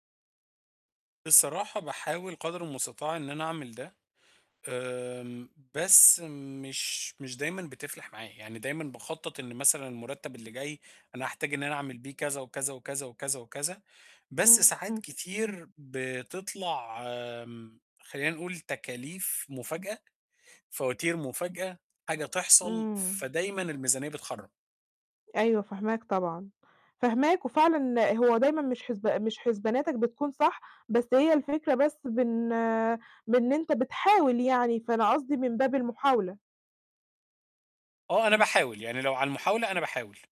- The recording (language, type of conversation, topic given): Arabic, advice, إزاي أتعلم أشتري بذكاء عشان أجيب حاجات وهدوم بجودة كويسة وبسعر معقول؟
- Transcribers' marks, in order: distorted speech